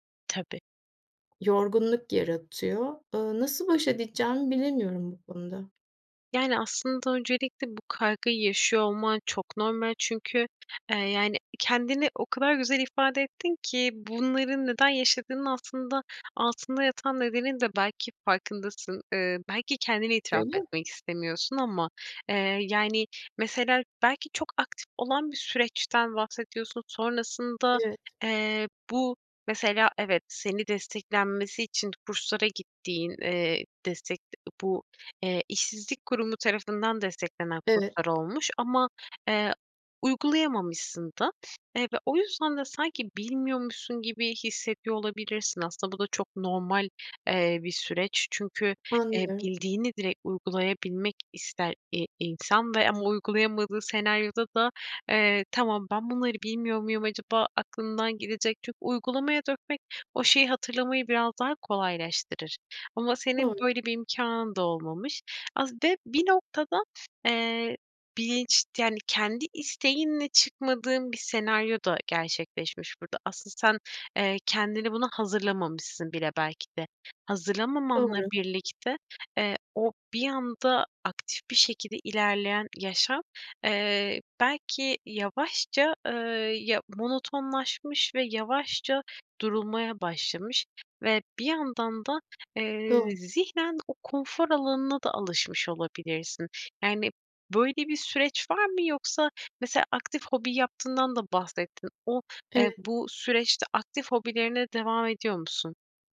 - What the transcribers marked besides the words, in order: tapping; other background noise
- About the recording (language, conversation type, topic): Turkish, advice, Uzun süreli tükenmişlikten sonra işe dönme kaygınızı nasıl yaşıyorsunuz?